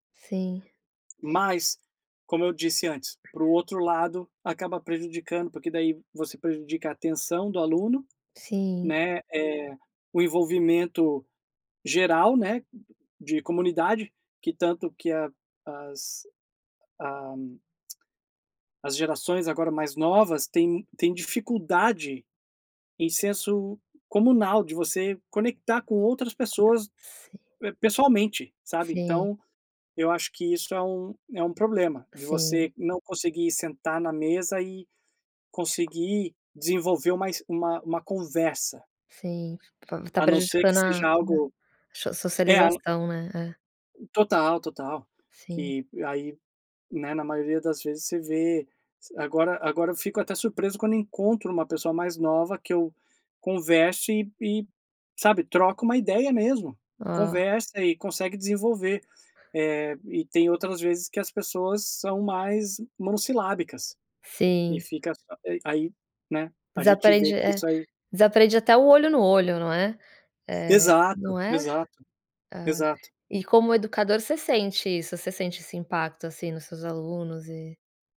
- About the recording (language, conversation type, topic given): Portuguese, podcast, Como o celular te ajuda ou te atrapalha nos estudos?
- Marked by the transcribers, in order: other background noise; tongue click; unintelligible speech